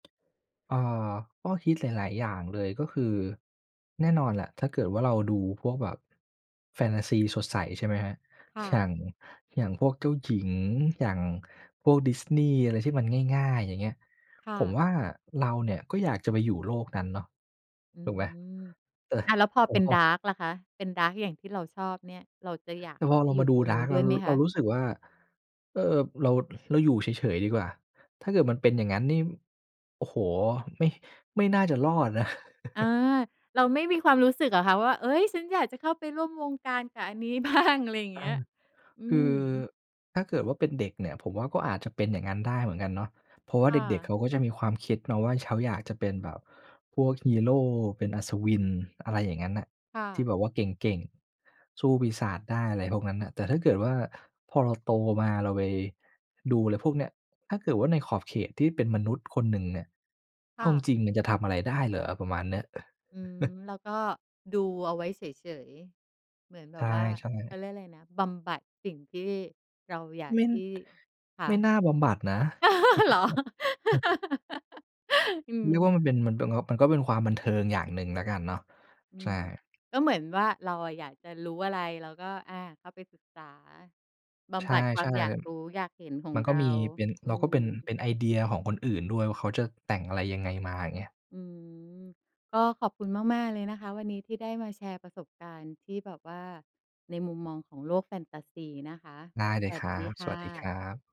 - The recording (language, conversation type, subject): Thai, podcast, เอาจริงๆ แล้วคุณชอบโลกแฟนตาซีเพราะอะไร?
- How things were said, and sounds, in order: other background noise; in English: "ดาร์ก"; in English: "ดาร์ก"; in English: "ดาร์ก"; chuckle; laughing while speaking: "บ้าง"; chuckle; chuckle; laugh